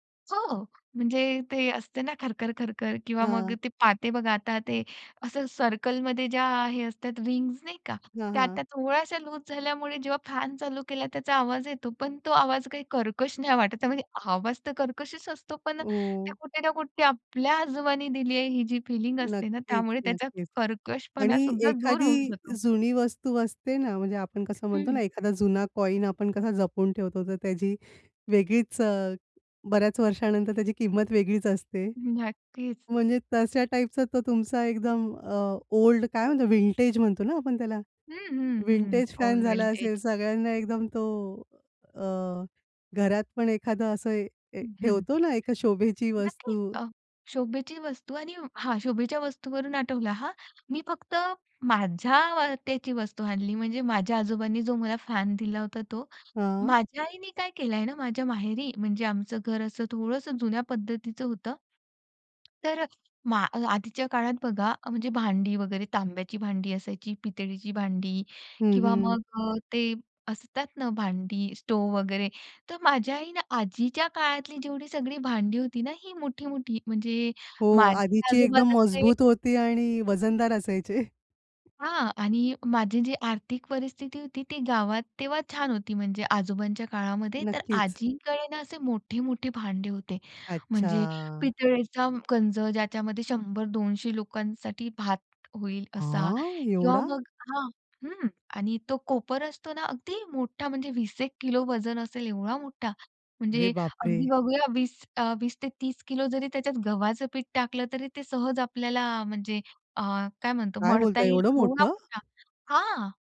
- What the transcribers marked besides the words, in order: other background noise; in English: "विंटेज"; in English: "ओल्ड विंटेज"; in English: "विंटेज"; chuckle; horn; drawn out: "अच्छा!"; surprised: "हां, एवढा!"; surprised: "काय बोलताय? एवढं मोठं!"; unintelligible speech
- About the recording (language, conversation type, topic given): Marathi, podcast, घरातील कोणती वस्तू तुम्हाला भावनिकरीत्या जोडते?